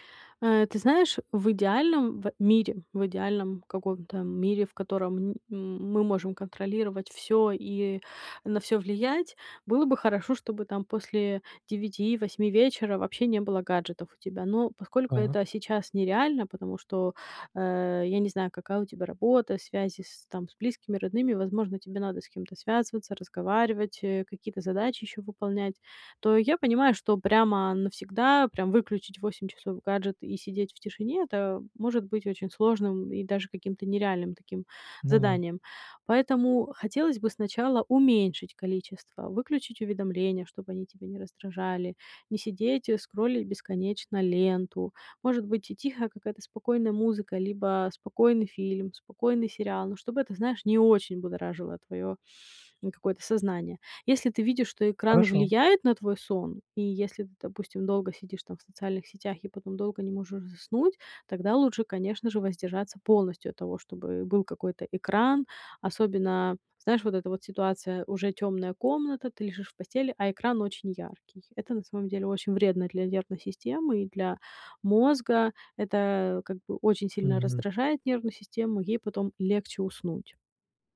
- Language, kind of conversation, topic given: Russian, advice, Как мне проще выработать стабильный режим сна?
- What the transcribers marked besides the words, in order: tapping